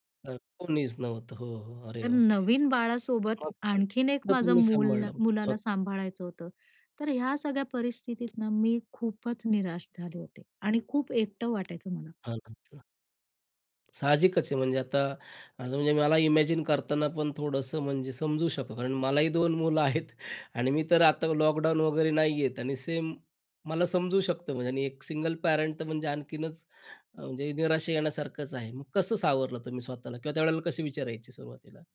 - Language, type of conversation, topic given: Marathi, podcast, निराशेच्या काळात तुम्ही कसं टिकता?
- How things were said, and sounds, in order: other background noise; unintelligible speech; tapping; unintelligible speech; "मला" said as "याला"; in English: "इमॅजिन"; laughing while speaking: "मुलं आहेत"